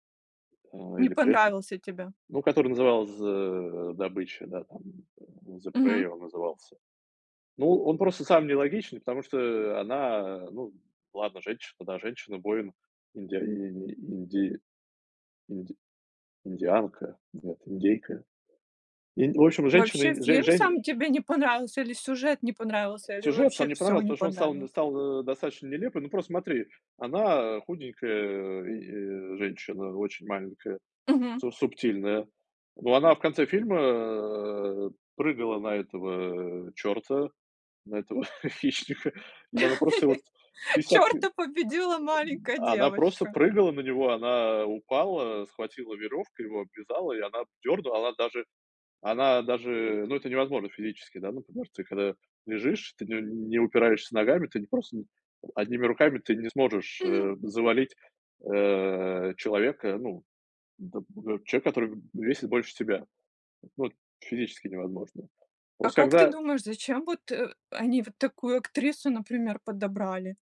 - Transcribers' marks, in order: tapping; other background noise; laughing while speaking: "на этого хищника"; laugh; laughing while speaking: "Чёрта победила маленькая девочка"
- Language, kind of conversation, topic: Russian, podcast, Как ты относишься к ремейкам и перезапускам?